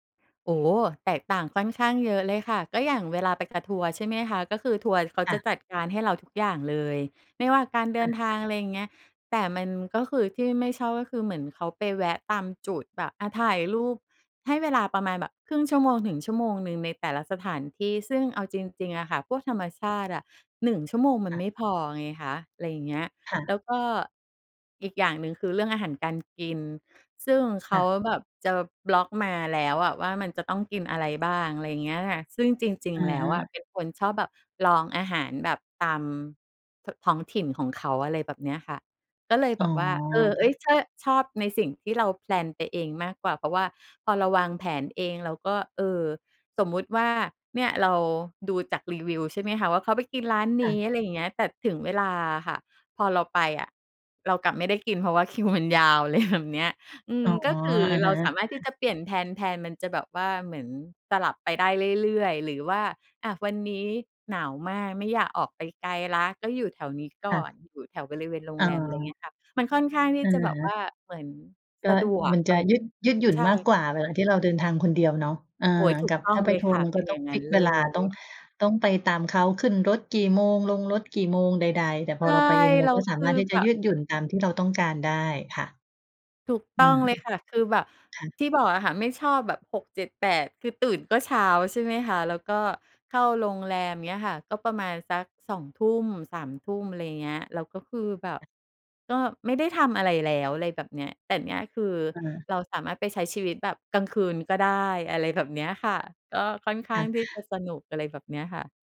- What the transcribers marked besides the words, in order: in English: "แพลน"; laughing while speaking: "คิว"; laughing while speaking: "ไร"; other noise; other background noise
- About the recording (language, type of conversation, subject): Thai, podcast, คุณควรเริ่มวางแผนทริปเที่ยวคนเดียวยังไงก่อนออกเดินทางจริง?